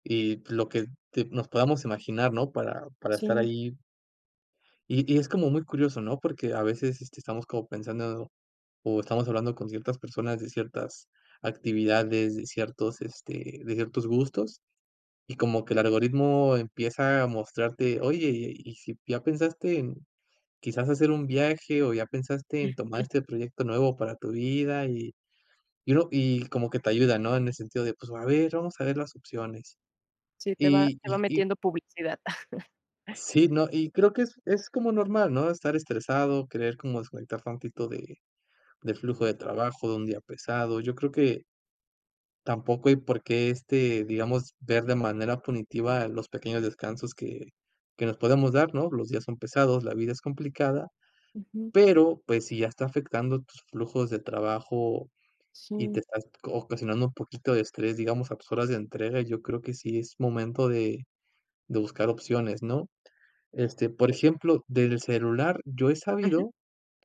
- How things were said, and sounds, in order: chuckle; chuckle
- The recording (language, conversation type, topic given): Spanish, advice, ¿Qué distracciones digitales interrumpen más tu flujo de trabajo?